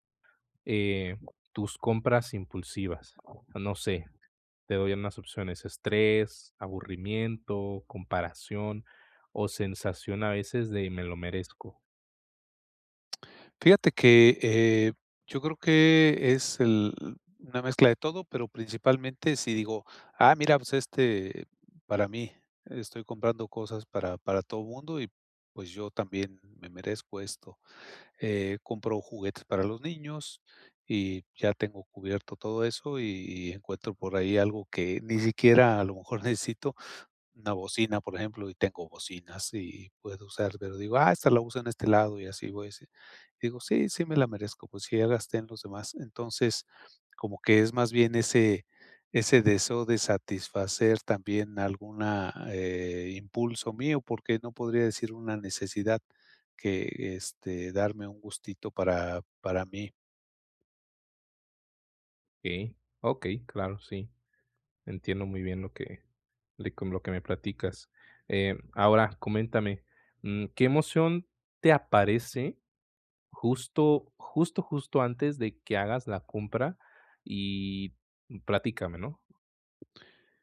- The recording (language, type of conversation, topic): Spanish, advice, ¿Cómo puedo evitar las compras impulsivas y el gasto en cosas innecesarias?
- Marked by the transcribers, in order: other background noise; tapping